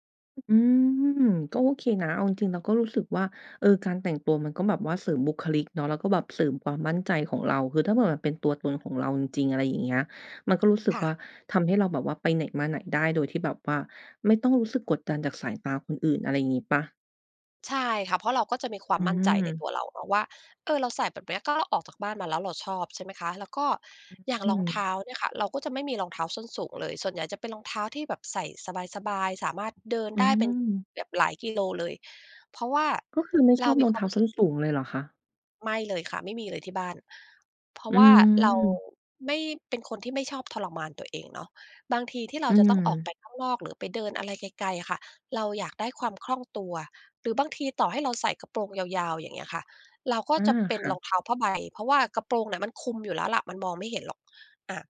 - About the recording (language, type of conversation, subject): Thai, podcast, สื่อสังคมออนไลน์มีผลต่อการแต่งตัวของคุณอย่างไร?
- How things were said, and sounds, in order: other background noise; tapping